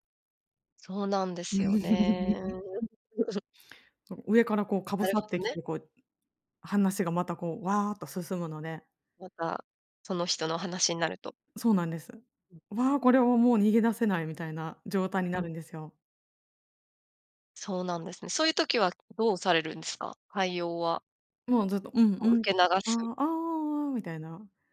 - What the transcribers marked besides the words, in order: chuckle
- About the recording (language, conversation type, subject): Japanese, podcast, 会話で好感を持たれる人の特徴って何だと思いますか？